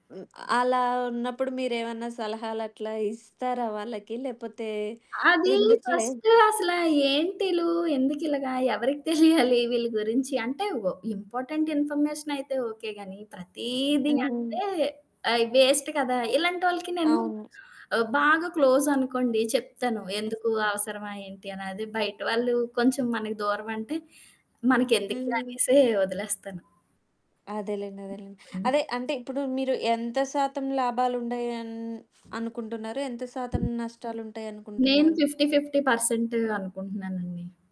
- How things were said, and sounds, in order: in English: "ఫస్ట్"; laughing while speaking: "తెలియాలి"; in English: "ఇంపార్టెంట్ ఇన్ఫర్మేషన్"; in English: "వేస్ట్"; other background noise; in English: "క్లోజ్"; "లాభాలుంటయని" said as "లాభాలుండాయన్"; in English: "ఫిఫ్టీ ఫిఫ్టీ పర్సంట్"
- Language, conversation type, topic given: Telugu, podcast, సామాజిక మాధ్యమాలు స్నేహాలను ఎలా మార్చాయి?